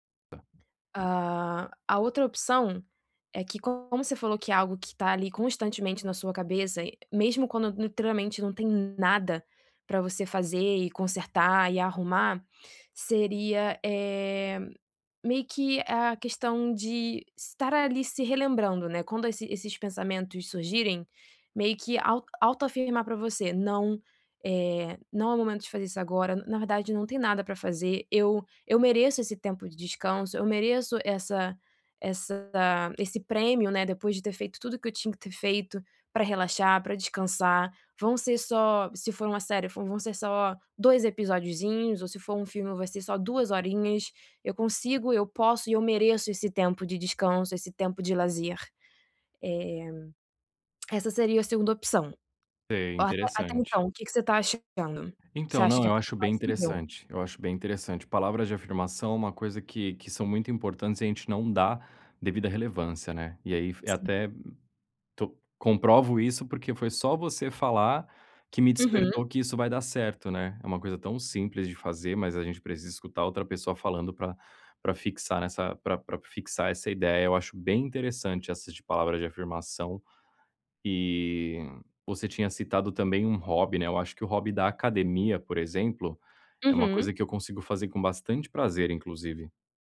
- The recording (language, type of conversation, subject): Portuguese, advice, Como posso relaxar e aproveitar meu tempo de lazer sem me sentir culpado?
- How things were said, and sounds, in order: tongue click